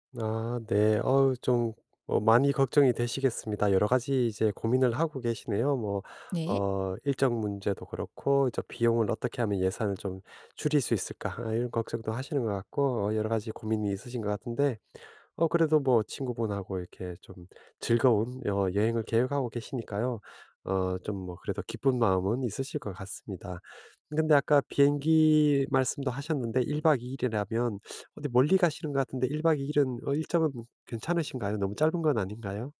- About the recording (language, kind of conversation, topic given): Korean, advice, 여행 예산을 어떻게 계획하고 비용을 절감할 수 있을까요?
- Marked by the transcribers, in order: none